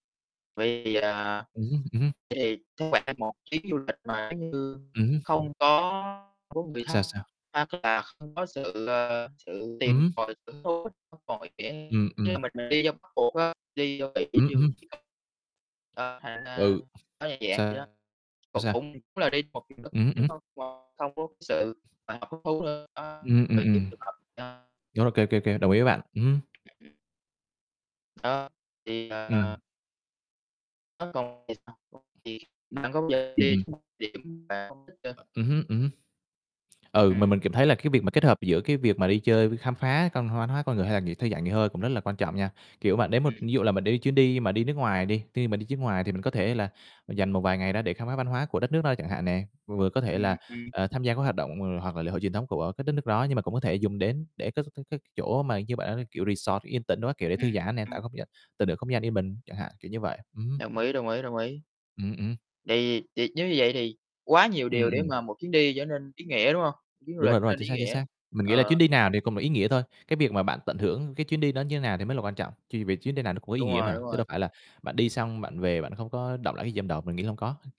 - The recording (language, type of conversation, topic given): Vietnamese, unstructured, Điều gì khiến một chuyến du lịch trở nên ý nghĩa nhất?
- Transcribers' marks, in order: distorted speech; other background noise; unintelligible speech; unintelligible speech; tapping; other noise; unintelligible speech; unintelligible speech; unintelligible speech; unintelligible speech; static